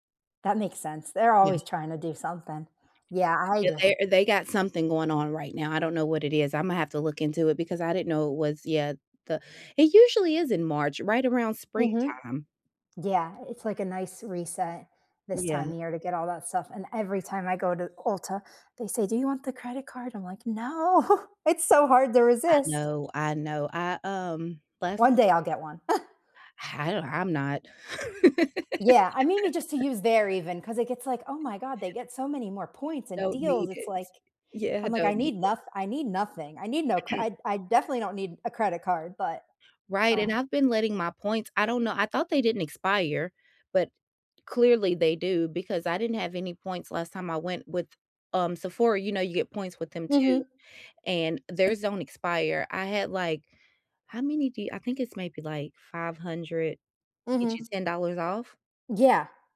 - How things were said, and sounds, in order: laughing while speaking: "No"; other background noise; chuckle; laugh; throat clearing
- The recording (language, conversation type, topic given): English, unstructured, How can you make moving with others easy, social, and fun?
- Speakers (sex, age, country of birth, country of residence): female, 30-34, United States, United States; female, 40-44, United States, United States